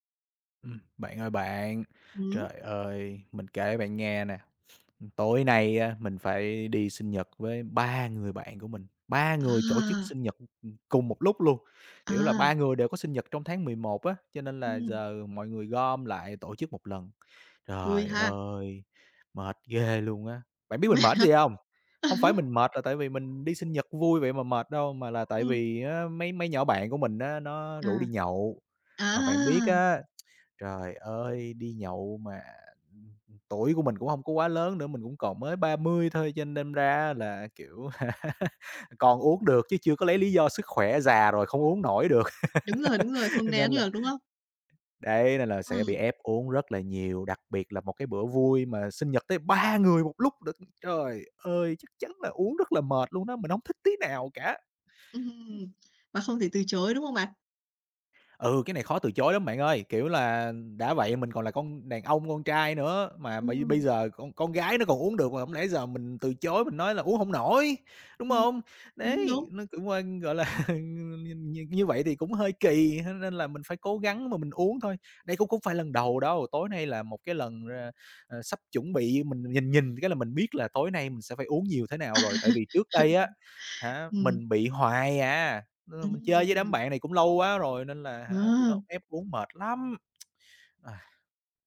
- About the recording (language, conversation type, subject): Vietnamese, advice, Tôi nên làm gì khi bị bạn bè gây áp lực uống rượu hoặc làm điều mình không muốn?
- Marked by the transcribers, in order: other background noise; "tổ" said as "chổ"; tapping; laughing while speaking: "Mệt hả? À há"; laugh; laugh; stressed: "ba"; laughing while speaking: "là"; chuckle; lip smack; exhale